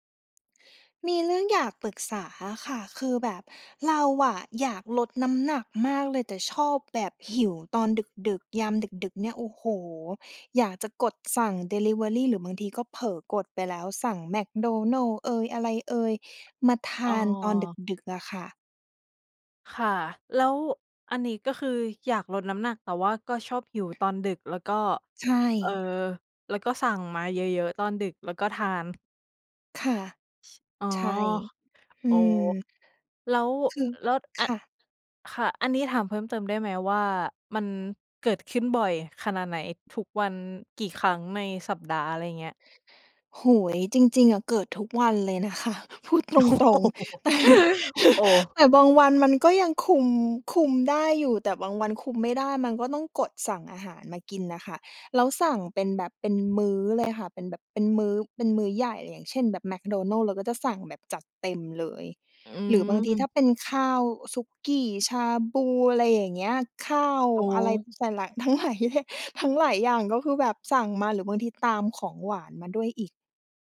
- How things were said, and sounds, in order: other noise; tapping; laughing while speaking: "โอ้โฮ"; laughing while speaking: "แต่"; chuckle; other background noise; laughing while speaking: "ทั้งหลายเยอะแยะ"
- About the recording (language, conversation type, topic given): Thai, advice, อยากลดน้ำหนักแต่หิวยามดึกและกินจุบจิบบ่อย ควรทำอย่างไร?